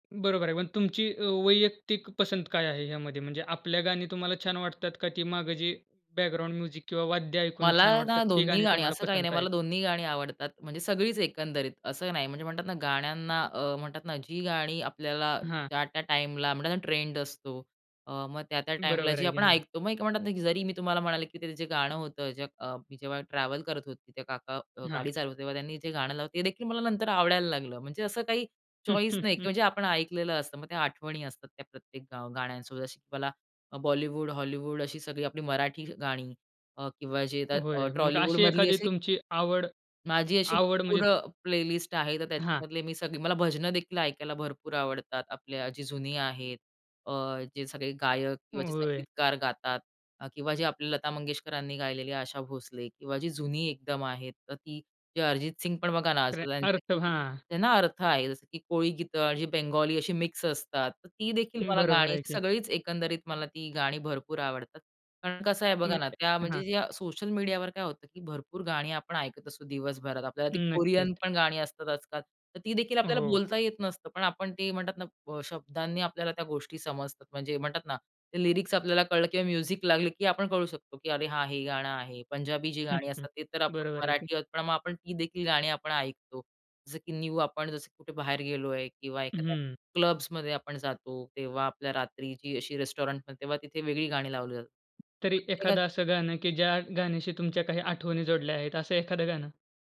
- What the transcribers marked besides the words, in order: in English: "बॅकग्राउंड म्युझिक"; in English: "ट्रेंड"; tapping; in English: "ट्रॅव्हल"; chuckle; in English: "चॉईस"; in English: "प्ले लिस्ट"; in English: "मिक्स"; in English: "सोशल मीडियावर"; in English: "लिरिक्स"; in English: "म्युझिक"; chuckle; in English: "न्यू"; in English: "रेस्टॉरंटमध्ये"
- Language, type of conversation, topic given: Marathi, podcast, मोबाईलमुळे संगीत शोधण्याचा अनुभव बदलला का?